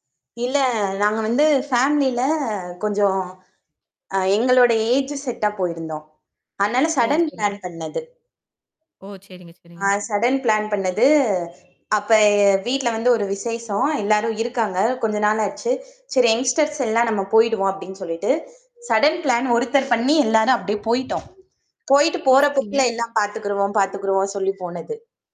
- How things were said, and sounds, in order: static; in English: "ஃபேமிலில"; in English: "ஏஜ் செட்டா"; mechanical hum; distorted speech; in English: "சடன் பிளான்"; other background noise; in English: "சடன் பிளான்"; other street noise; in English: "யங்ஸ்டர்ஸ்"; in English: "சடன் பிளான்"
- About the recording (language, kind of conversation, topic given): Tamil, podcast, ஒரு பயணத்தில் திசை தெரியாமல் போன அனுபவத்தைச் சொல்ல முடியுமா?